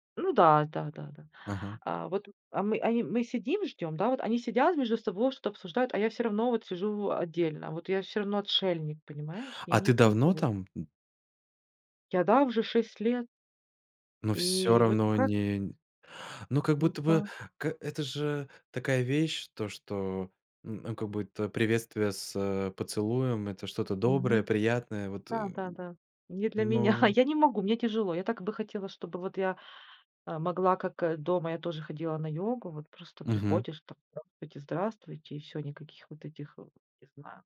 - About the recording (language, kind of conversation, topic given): Russian, podcast, Чувствовал ли ты когда‑нибудь, что не вписываешься?
- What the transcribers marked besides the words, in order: tapping; laughing while speaking: "меня"